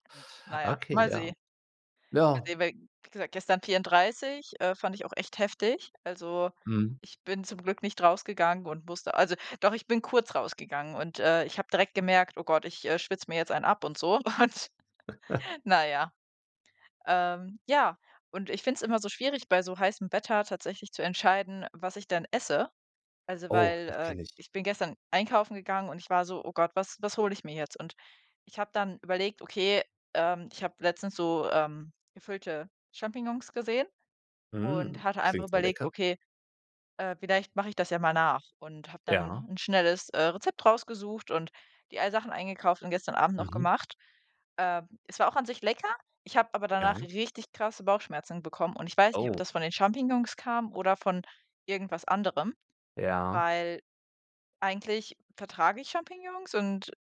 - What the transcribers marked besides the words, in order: chuckle; laughing while speaking: "und"; chuckle
- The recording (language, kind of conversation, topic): German, unstructured, Hast du eine Erinnerung, die mit einem bestimmten Essen verbunden ist?